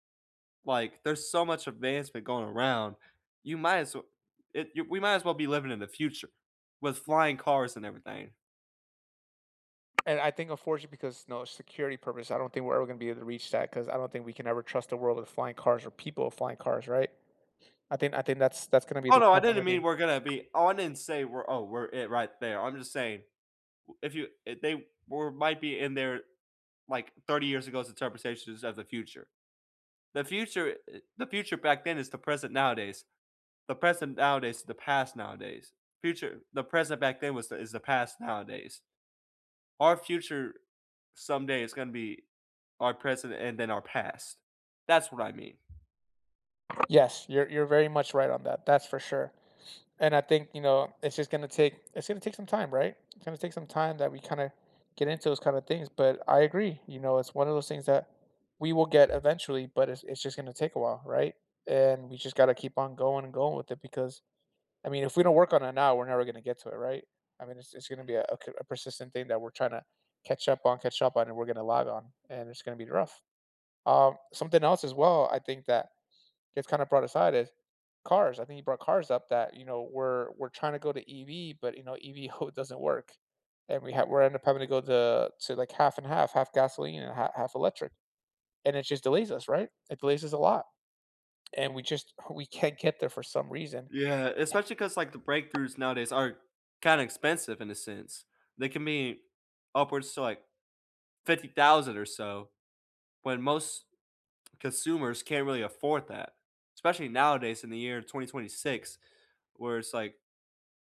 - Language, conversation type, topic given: English, unstructured, What scientific breakthrough surprised the world?
- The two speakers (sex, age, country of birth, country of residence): male, 20-24, United States, United States; male, 35-39, United States, United States
- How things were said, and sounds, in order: tapping; other background noise; laughing while speaking: "oh"; chuckle